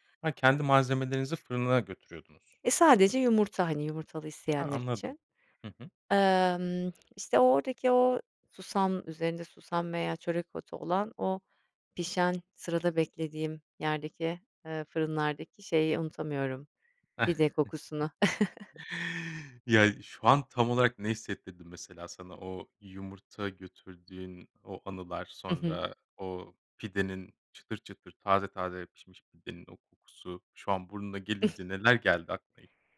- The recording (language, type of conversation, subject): Turkish, podcast, Hangi kokular seni geçmişe götürür ve bunun nedeni nedir?
- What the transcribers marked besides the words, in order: chuckle; scoff